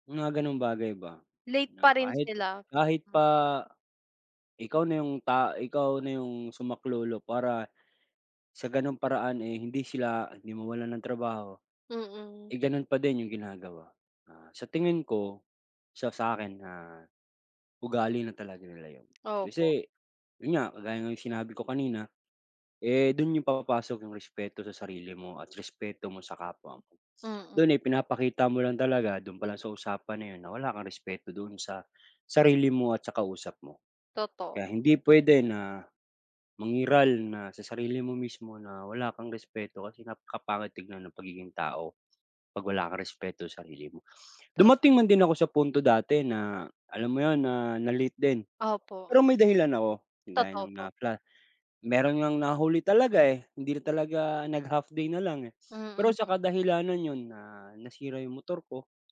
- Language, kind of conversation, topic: Filipino, unstructured, Ano ang masasabi mo sa mga taong palaging nahuhuli sa mga lakad?
- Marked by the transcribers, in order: "papasok" said as "papapasok"; other background noise